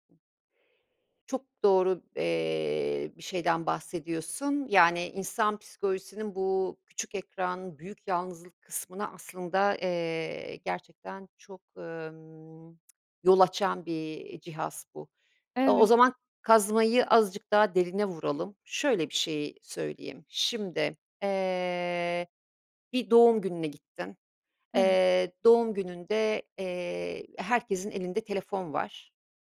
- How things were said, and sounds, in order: other background noise; tsk
- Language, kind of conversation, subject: Turkish, podcast, Telefonu masadan kaldırmak buluşmaları nasıl etkiler, sence?